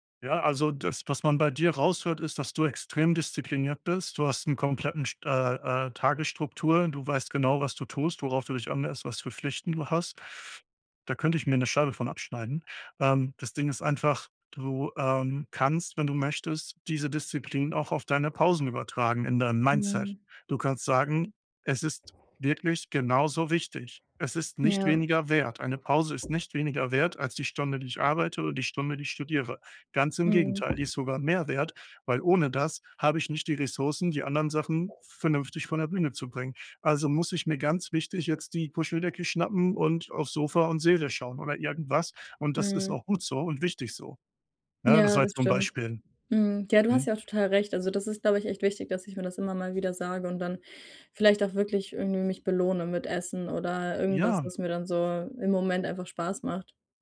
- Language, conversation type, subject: German, advice, Wie kann ich mit einer überwältigenden To-do-Liste umgehen, wenn meine Gedanken ständig kreisen?
- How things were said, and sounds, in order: other background noise; tapping